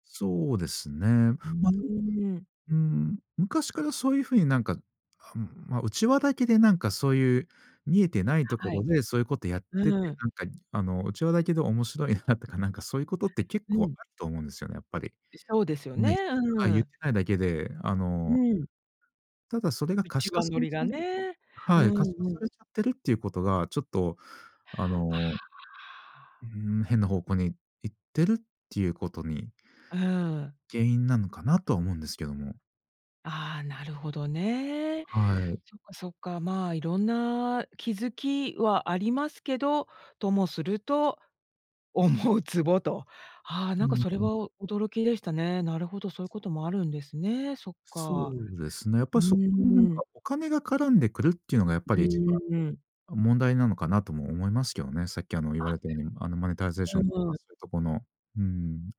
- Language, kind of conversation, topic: Japanese, podcast, SNSの炎上は、なぜここまで大きくなると思いますか？
- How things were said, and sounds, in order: laughing while speaking: "面白いな"; other background noise; laughing while speaking: "思うツボ"